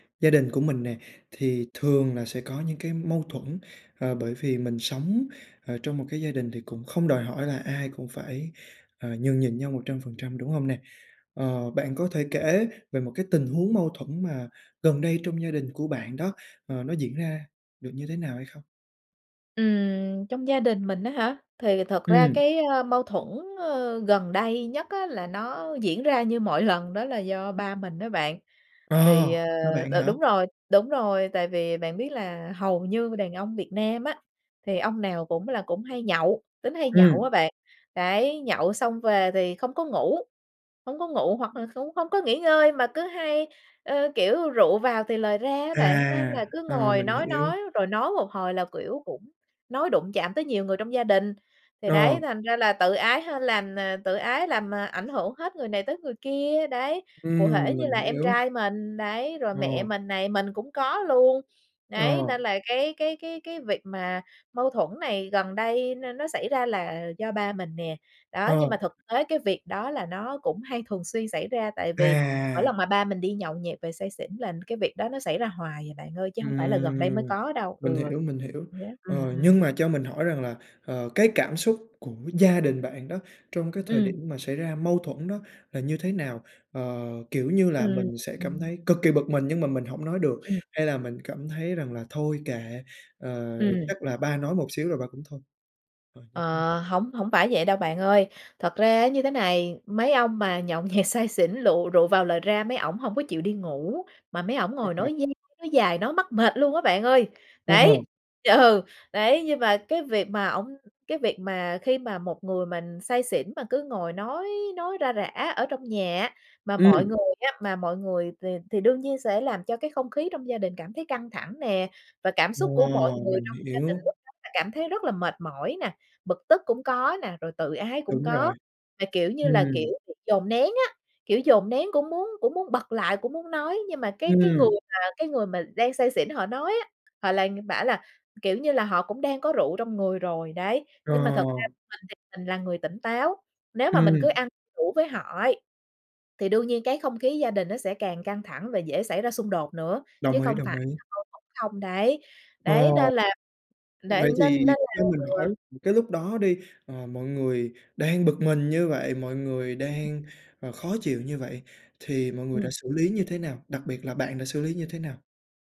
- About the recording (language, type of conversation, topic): Vietnamese, podcast, Gia đình bạn thường giải quyết mâu thuẫn ra sao?
- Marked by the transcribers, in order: other background noise; laugh